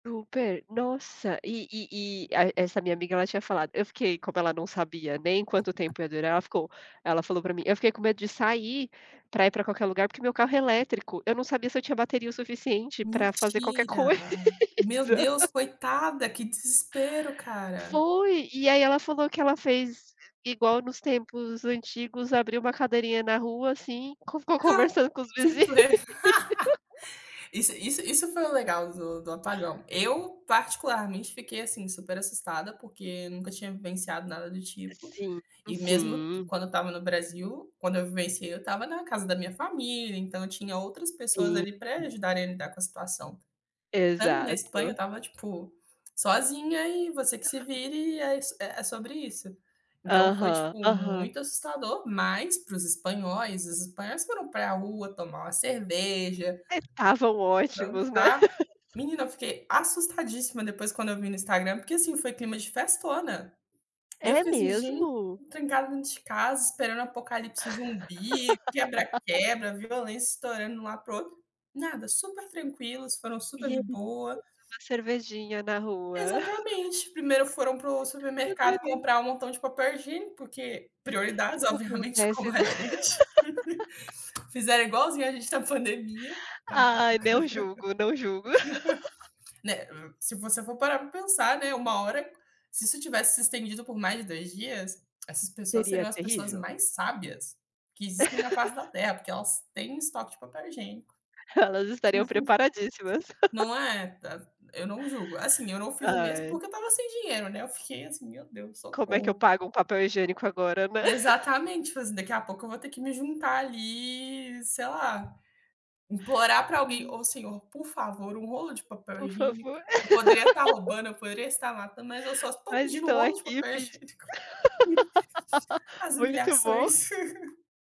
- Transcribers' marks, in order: tapping; laughing while speaking: "coisa"; laugh; laughing while speaking: "vizinho"; other background noise; chuckle; laugh; laugh; unintelligible speech; laugh; laughing while speaking: "obviamente, como a gente"; laugh; laugh; laugh; chuckle; chuckle; chuckle; laugh; laugh; chuckle
- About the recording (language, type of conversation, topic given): Portuguese, unstructured, Como a tecnologia mudou o seu dia a dia nos últimos anos?